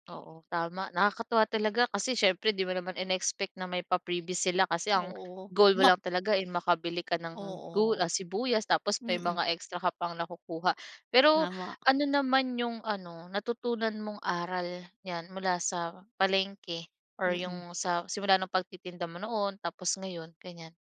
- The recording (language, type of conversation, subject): Filipino, podcast, May naaalala ka bang kuwento mula sa palengke o tiyangge?
- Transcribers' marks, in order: none